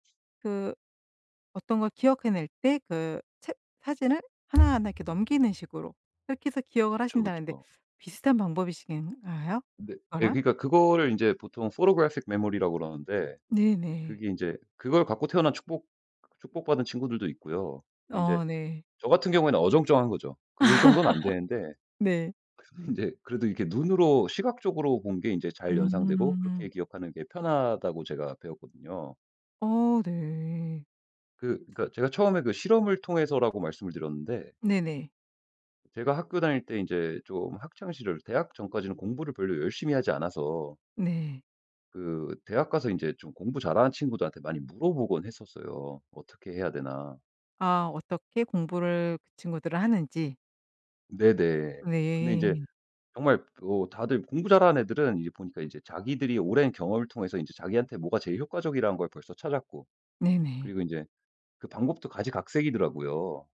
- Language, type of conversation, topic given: Korean, podcast, 효과적으로 복습하는 방법은 무엇인가요?
- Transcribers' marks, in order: tapping; put-on voice: "photographic"; in English: "photographic"; laugh